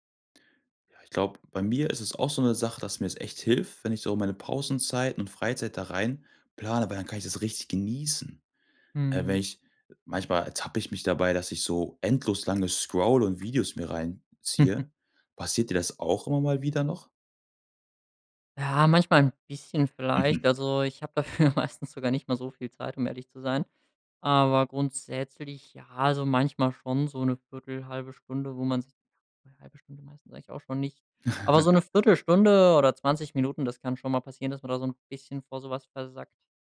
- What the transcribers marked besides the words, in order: joyful: "genießen"; stressed: "genießen"; other background noise; chuckle; laughing while speaking: "dafür meistens"; laugh
- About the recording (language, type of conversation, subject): German, podcast, Was hilft dir, zu Hause wirklich produktiv zu bleiben?